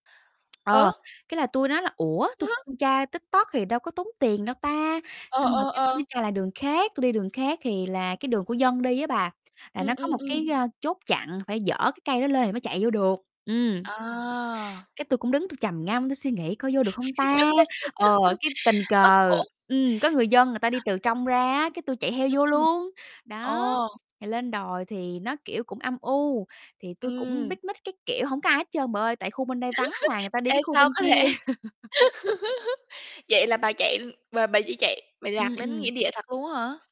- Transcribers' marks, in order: tapping; chuckle; distorted speech; laugh; other background noise; chuckle; laugh
- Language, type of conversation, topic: Vietnamese, unstructured, Hành trình du lịch nào khiến bạn nhớ mãi không quên?